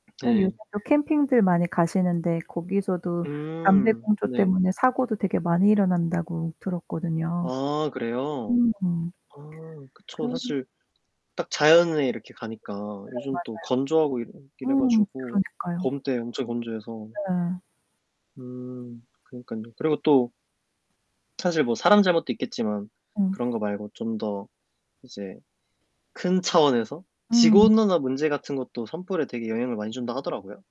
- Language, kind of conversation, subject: Korean, unstructured, 산불이 발생하면 어떤 감정이 드시나요?
- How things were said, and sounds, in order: other background noise; static; distorted speech